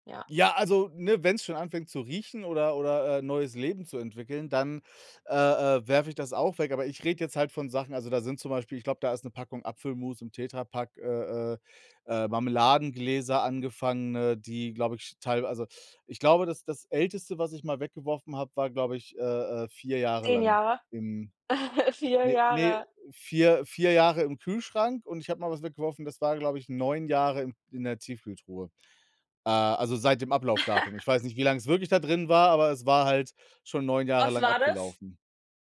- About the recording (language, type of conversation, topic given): German, unstructured, Ist es in Ordnung, Lebensmittel wegzuwerfen, obwohl sie noch essbar sind?
- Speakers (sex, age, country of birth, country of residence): female, 30-34, Germany, Germany; male, 35-39, Germany, Germany
- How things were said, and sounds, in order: other background noise; chuckle; chuckle